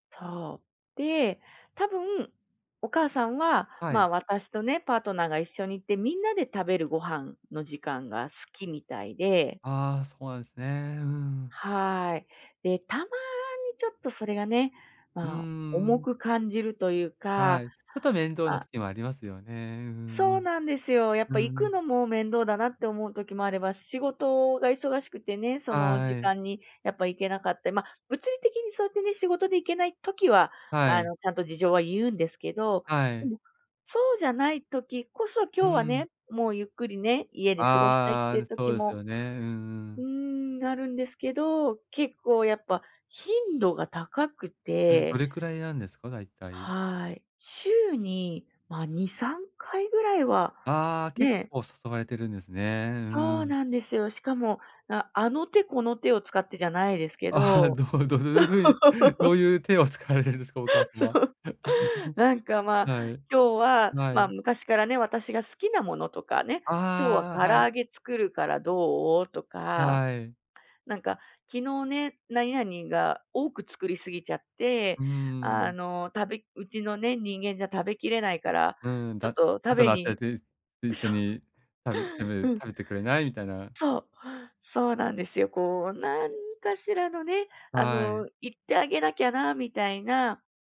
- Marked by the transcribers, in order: other background noise; unintelligible speech; laughing while speaking: "あ、どう どういう風に、ど … か、お母さまは"; laugh; laughing while speaking: "そう"; laugh; unintelligible speech; laughing while speaking: "そう"
- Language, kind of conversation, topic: Japanese, advice, 親の期待と自分の意思決定をどう両立すればよいですか？